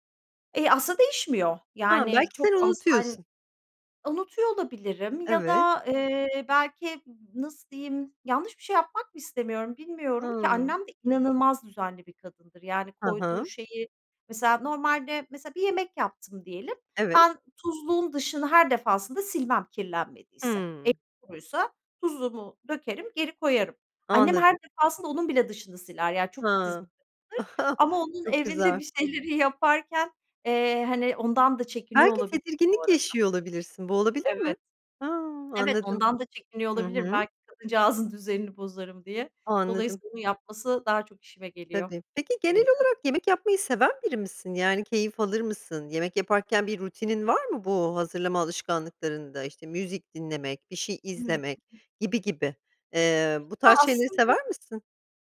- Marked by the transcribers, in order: tapping; other background noise; chuckle; laughing while speaking: "şeyleri"
- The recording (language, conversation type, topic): Turkish, podcast, Genel olarak yemek hazırlama alışkanlıkların nasıl?